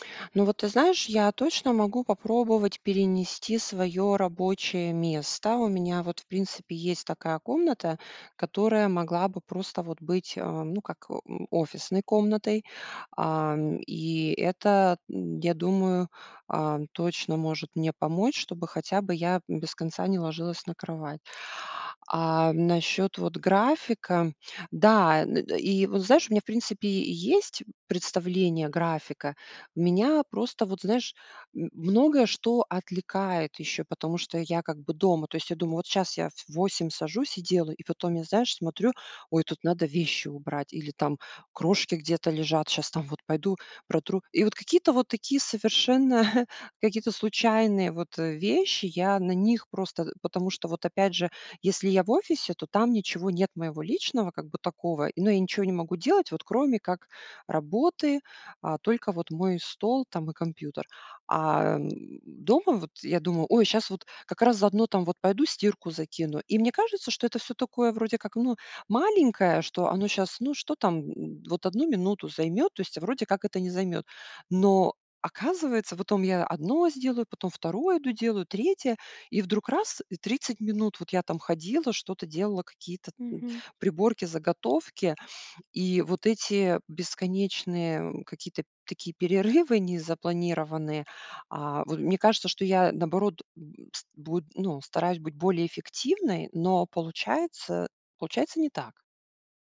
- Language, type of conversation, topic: Russian, advice, Как прошёл ваш переход на удалённую работу и как изменился ваш распорядок дня?
- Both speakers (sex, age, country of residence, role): female, 35-39, Estonia, advisor; female, 40-44, United States, user
- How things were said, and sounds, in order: other background noise; chuckle